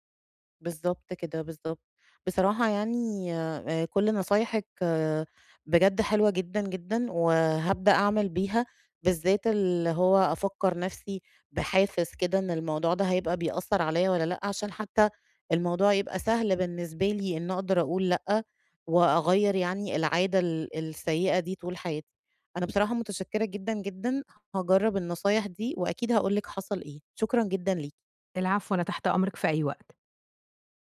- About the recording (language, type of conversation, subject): Arabic, advice, إزاي أتعامل مع زيادة الالتزامات عشان مش بعرف أقول لأ؟
- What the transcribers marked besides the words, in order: tapping